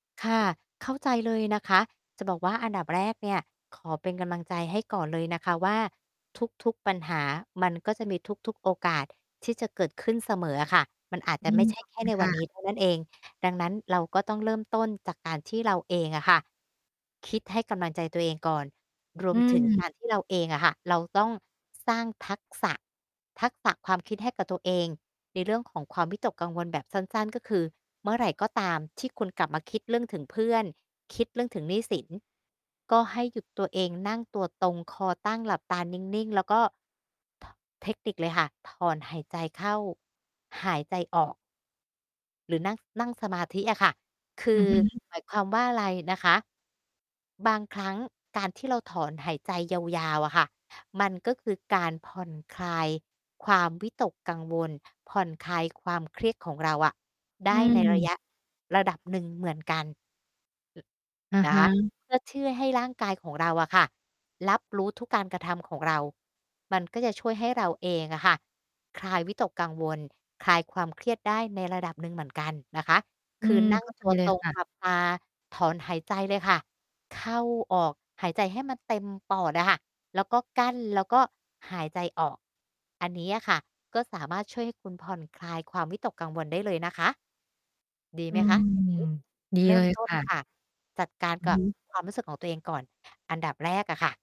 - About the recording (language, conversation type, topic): Thai, advice, คุณหลีกเลี่ยงการเข้าสังคมเพราะกลัวถูกตัดสินหรือรู้สึกวิตกกังวลใช่ไหม?
- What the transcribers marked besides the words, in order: distorted speech; mechanical hum; other background noise